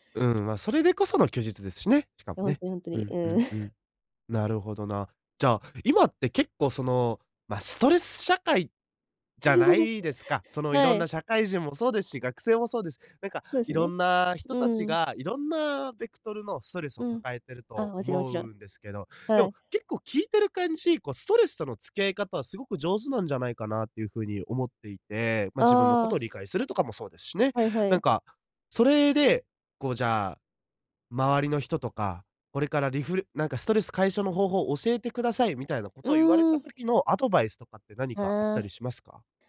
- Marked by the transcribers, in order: giggle; giggle; in English: "ベクトル"
- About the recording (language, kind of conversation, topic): Japanese, podcast, 休日はどのように過ごすのがいちばん好きですか？